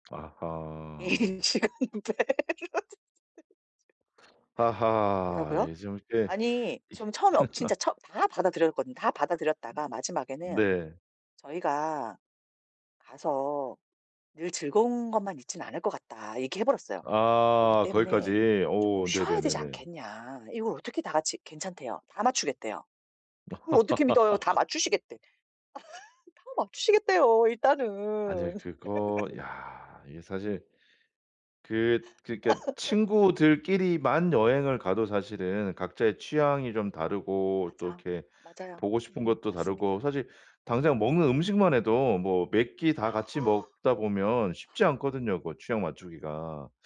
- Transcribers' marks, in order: other background noise; laughing while speaking: "이 시간대"; laugh; tapping; laugh; laugh; laugh; laughing while speaking: "일단은"; laugh; laugh; inhale
- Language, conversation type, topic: Korean, advice, 여행 중 불안과 스트레스를 어떻게 줄일 수 있을까요?